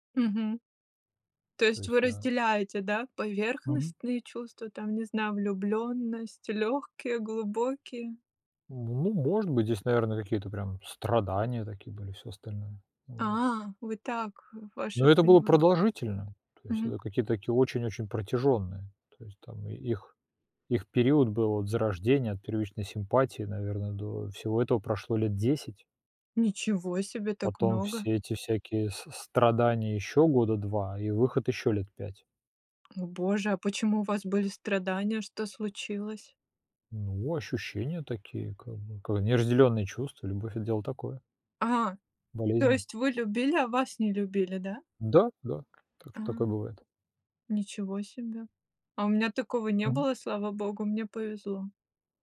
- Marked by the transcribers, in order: stressed: "страдания"; tapping
- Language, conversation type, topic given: Russian, unstructured, Как понять, что ты влюблён?